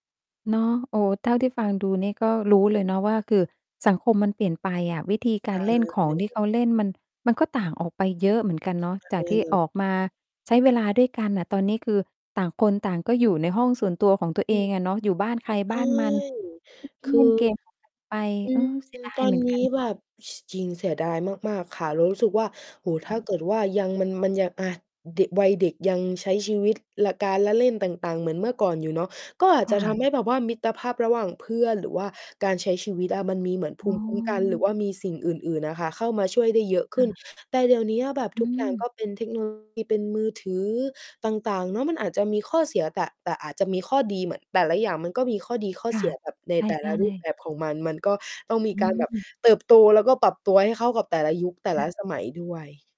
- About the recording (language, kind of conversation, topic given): Thai, podcast, คุณมีความทรงจำเกี่ยวกับการเล่นแบบไหนที่ยังติดใจมาจนถึงวันนี้?
- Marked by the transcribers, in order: distorted speech; other background noise; mechanical hum